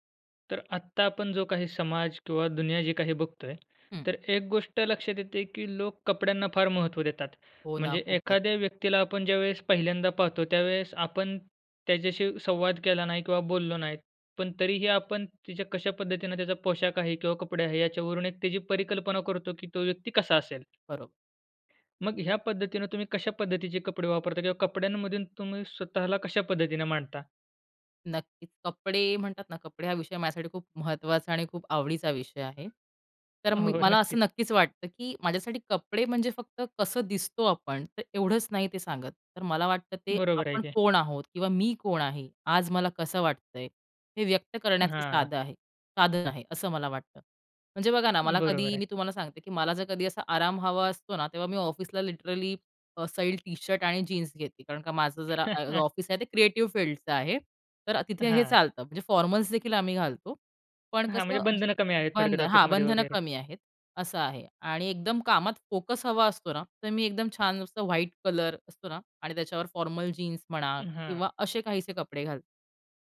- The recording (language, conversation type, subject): Marathi, podcast, कपड्यांमधून तू स्वतःला कसं मांडतोस?
- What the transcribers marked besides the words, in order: tapping; other background noise; laughing while speaking: "हो नक्कीच"; in English: "लिटरली"; chuckle; in English: "फॉर्मल्सदेखील"; in English: "फॉर्मल"